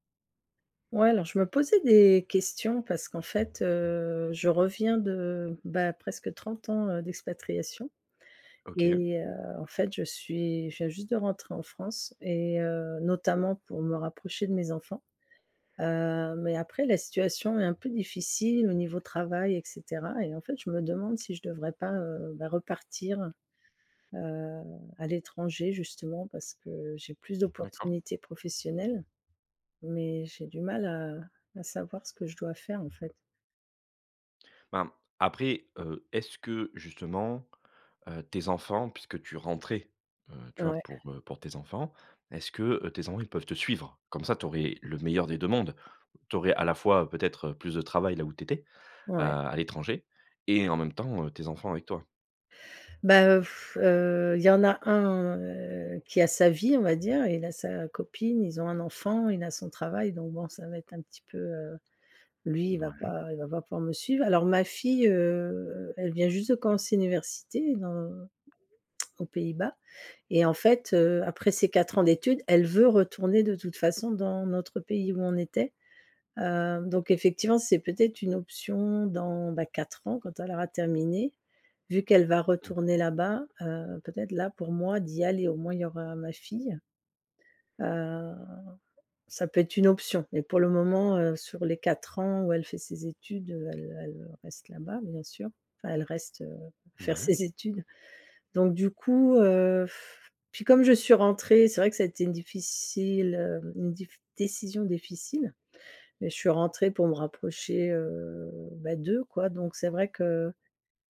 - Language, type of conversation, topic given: French, advice, Faut-il changer de pays pour une vie meilleure ou rester pour préserver ses liens personnels ?
- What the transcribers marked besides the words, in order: tapping; stressed: "rentrais"; stressed: "suivre"; blowing; tsk; stressed: "veut"; blowing